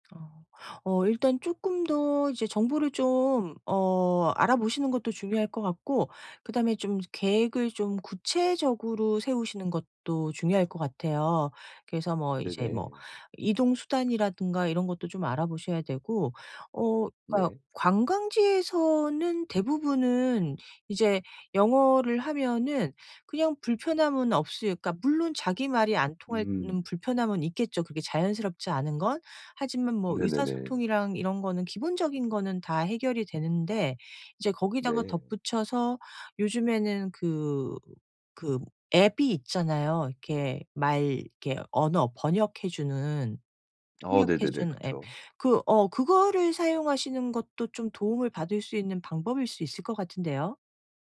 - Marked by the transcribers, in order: tapping
- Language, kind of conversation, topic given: Korean, advice, 여행 중 언어 장벽을 어떻게 극복해 더 잘 의사소통할 수 있을까요?